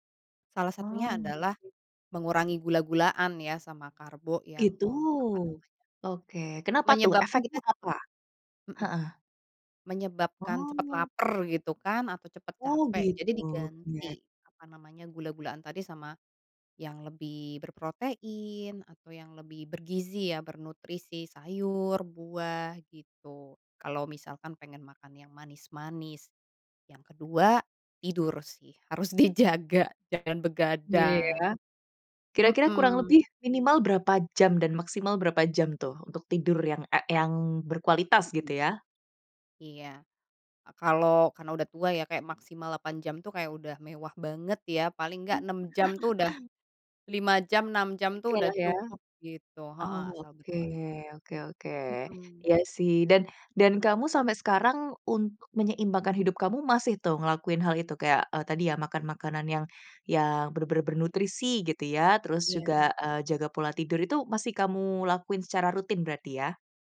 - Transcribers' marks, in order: unintelligible speech; tapping; unintelligible speech
- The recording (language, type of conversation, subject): Indonesian, podcast, Bagaimana cara kamu mengatasi rasa takut saat ingin pindah karier?